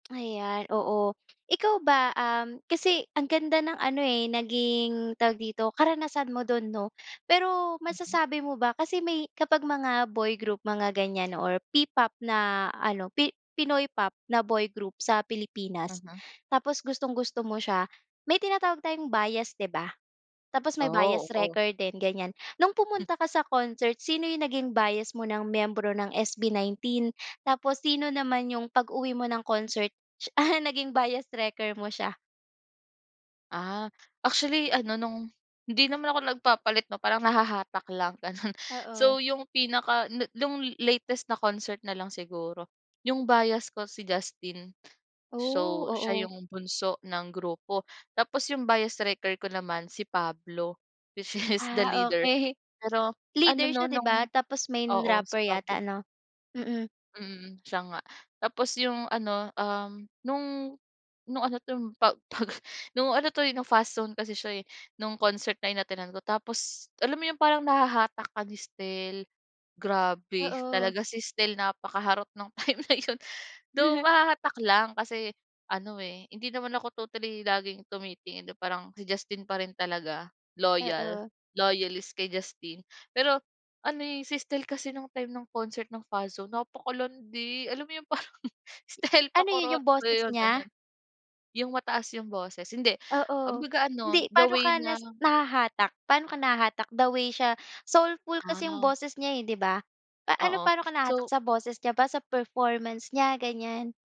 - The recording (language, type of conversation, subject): Filipino, podcast, May paborito ka bang lokal na alagad ng sining, at sino ito at bakit?
- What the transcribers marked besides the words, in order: tapping; other background noise; laughing while speaking: "ah"; laughing while speaking: "ganun"; laughing while speaking: "which is"; laughing while speaking: "okey"; laughing while speaking: "pag"; laughing while speaking: "time na yun"; chuckle; laughing while speaking: "parang Stell"